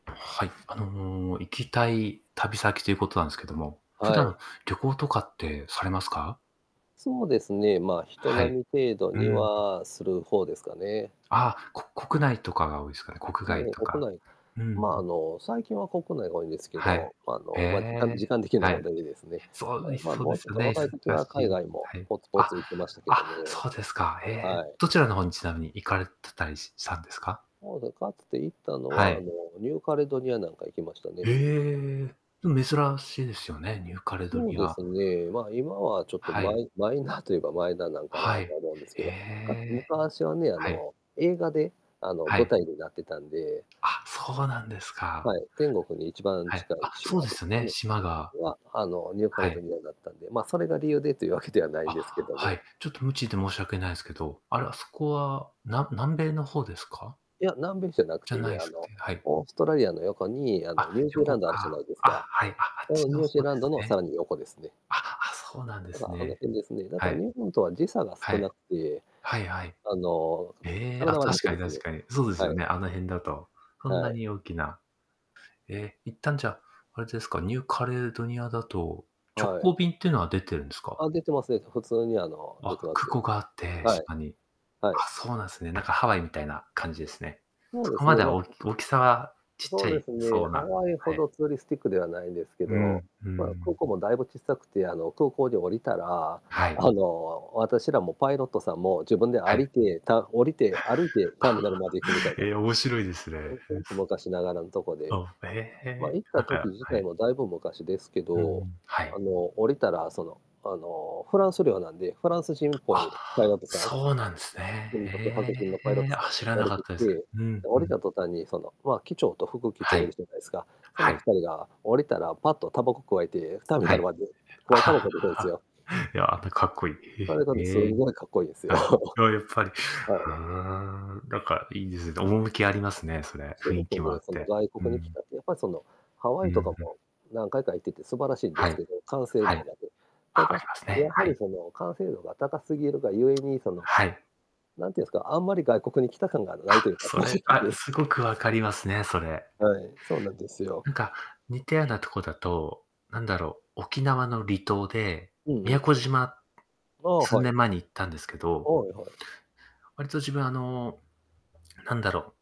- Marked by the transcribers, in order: tapping; distorted speech; in English: "ツーリスティック"; chuckle; laughing while speaking: "え、面白いですね"; unintelligible speech; laugh; laughing while speaking: "いや、かっこいい"; laughing while speaking: "かっこいいですよ"; laughing while speaking: "正直"
- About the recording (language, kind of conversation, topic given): Japanese, unstructured, 次に行きたい旅行先はどこですか？